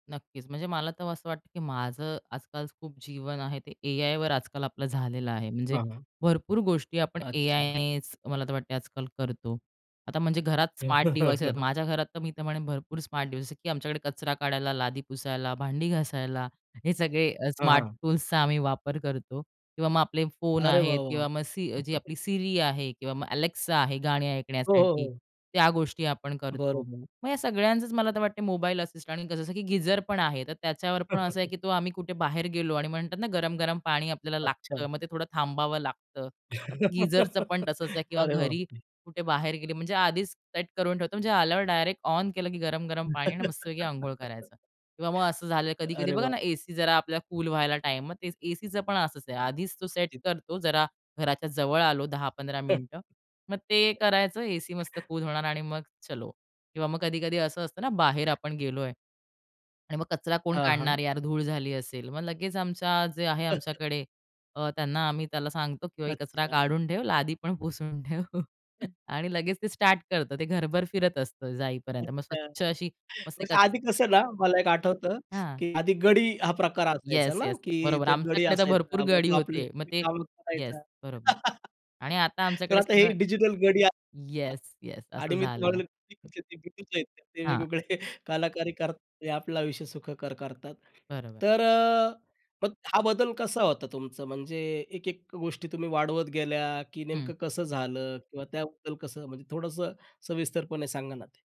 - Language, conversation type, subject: Marathi, podcast, तुम्ही कृत्रिम बुद्धिमत्ता आणि हुशार साधनांचा दैनंदिन वापर कसा करता?
- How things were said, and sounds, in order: other background noise; in English: "डिव्हायसेस"; chuckle; in English: "डिव्हाइस"; chuckle; laugh; laugh; tapping; unintelligible speech; chuckle; laughing while speaking: "लादी पण पुसून ठेव"; laugh; unintelligible speech